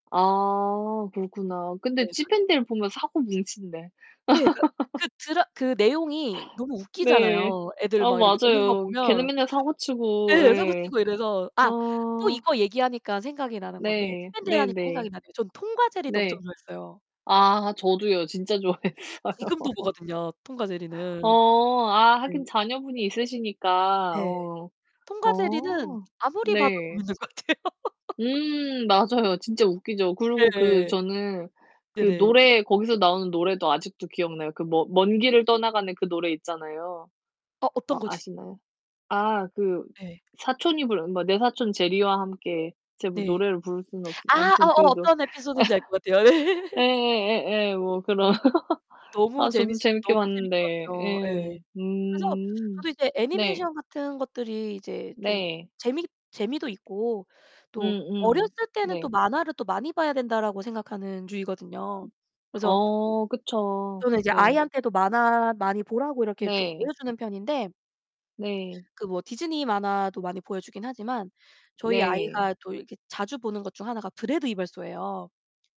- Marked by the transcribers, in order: tapping; distorted speech; laugh; other background noise; unintelligible speech; laughing while speaking: "좋아했어요"; laugh; laughing while speaking: "같아요"; laugh; laughing while speaking: "예"; laugh; laugh
- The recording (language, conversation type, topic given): Korean, unstructured, 어릴 때 가장 기억에 남았던 만화나 애니메이션은 무엇이었나요?